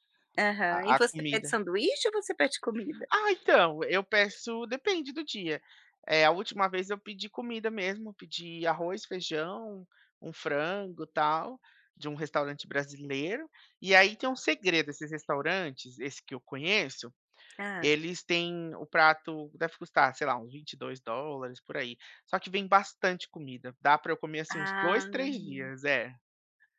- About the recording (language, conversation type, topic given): Portuguese, podcast, Como você escolhe o que vai cozinhar durante a semana?
- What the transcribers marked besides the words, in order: tapping; other background noise; drawn out: "Ah"